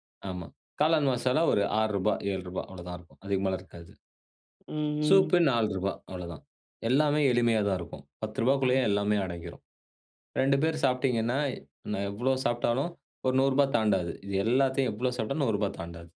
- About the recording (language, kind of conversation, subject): Tamil, podcast, நண்பருக்கு மனச்சோர்வு ஏற்பட்டால் நீங்கள் எந்த உணவைச் சமைத்து கொடுப்பீர்கள்?
- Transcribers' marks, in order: other noise